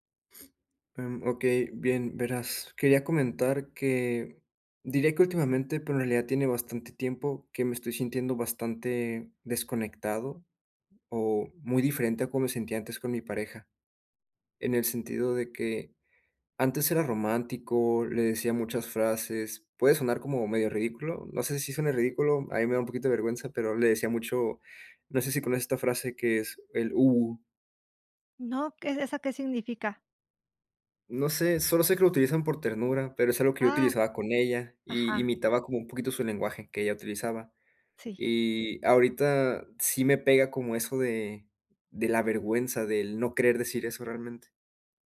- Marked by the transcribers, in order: other background noise
- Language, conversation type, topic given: Spanish, advice, ¿Cómo puedo abordar la desconexión emocional en una relación que antes era significativa?